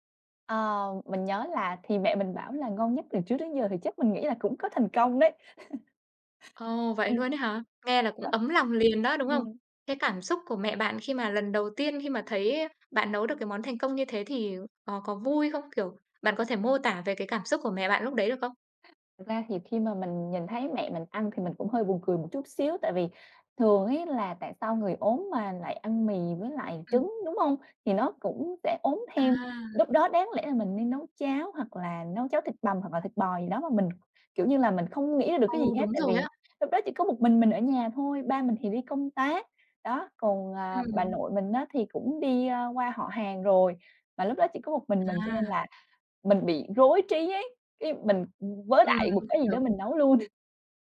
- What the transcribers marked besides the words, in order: laugh; other background noise; tapping
- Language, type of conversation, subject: Vietnamese, podcast, Bạn có thể kể về một kỷ niệm ẩm thực khiến bạn nhớ mãi không?